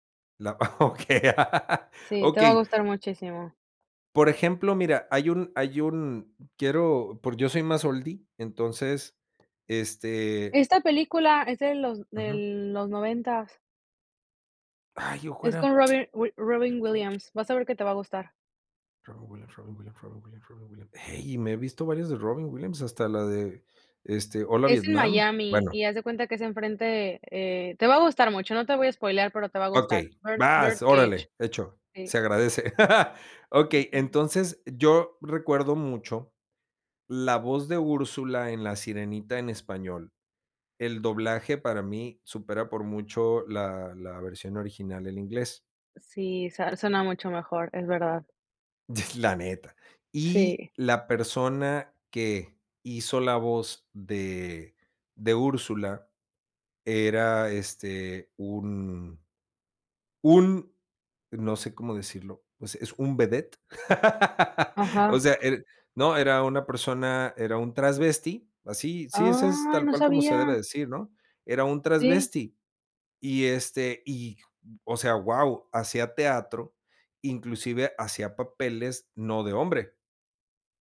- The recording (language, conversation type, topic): Spanish, podcast, ¿Qué opinas sobre la representación de género en películas y series?
- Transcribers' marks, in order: laughing while speaking: "okey"; laugh; lip smack; unintelligible speech; laugh; chuckle; laugh; surprised: "¡Ay, no sabía!"